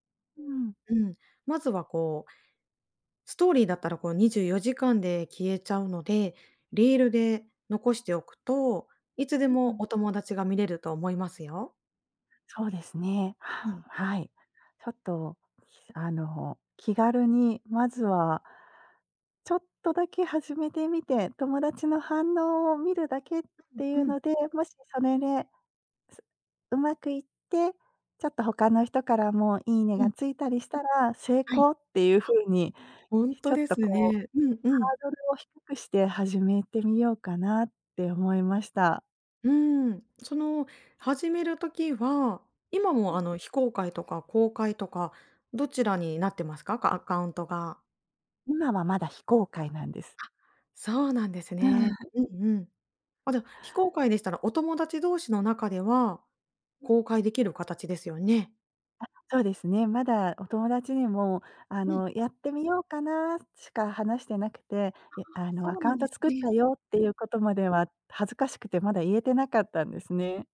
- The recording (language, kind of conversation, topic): Japanese, advice, 完璧を求めすぎて取りかかれず、なかなか決められないのはなぜですか？
- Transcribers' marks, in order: tapping; other background noise